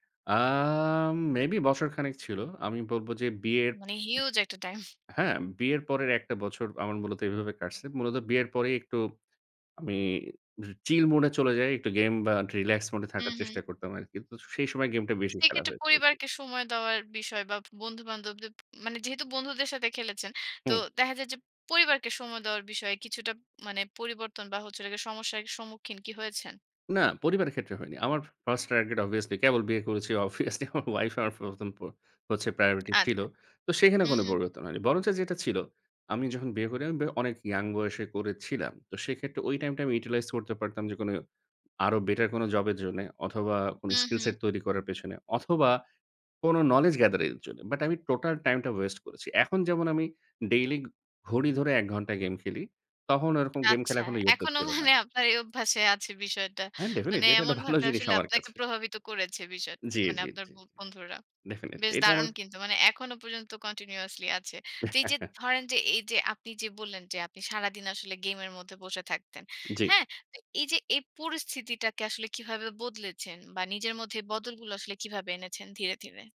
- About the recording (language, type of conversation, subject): Bengali, podcast, বন্ধুর পরামর্শে কখনও কি আপনার পছন্দ বদলে গেছে?
- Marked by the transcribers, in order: other background noise; laughing while speaking: "টাইম"; laughing while speaking: "অবভিয়াসলি আমার ওয়াইফ"; in English: "নলেজ গেদারিং"; laughing while speaking: "মানে"; chuckle